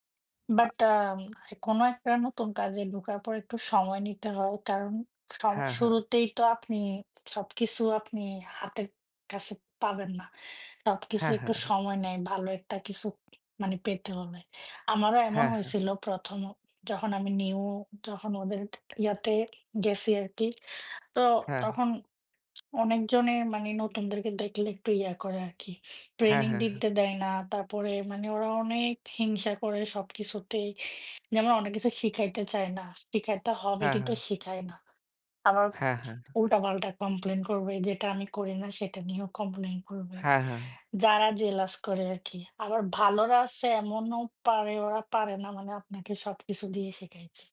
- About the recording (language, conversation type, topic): Bengali, unstructured, আপনার কাজের পরিবেশ কেমন লাগে?
- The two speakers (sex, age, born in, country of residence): female, 25-29, United States, United States; male, 25-29, Bangladesh, Bangladesh
- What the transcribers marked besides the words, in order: none